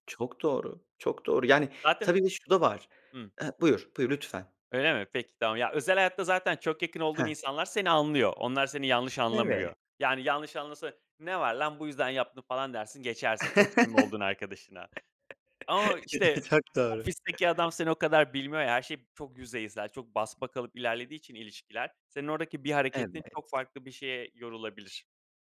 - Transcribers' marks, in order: laugh; laughing while speaking: "Çok doğru"; tapping
- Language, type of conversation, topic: Turkish, unstructured, Başkalarının seni yanlış anlamasından korkuyor musun?
- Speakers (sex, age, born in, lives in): male, 30-34, Turkey, Poland; male, 35-39, Turkey, Greece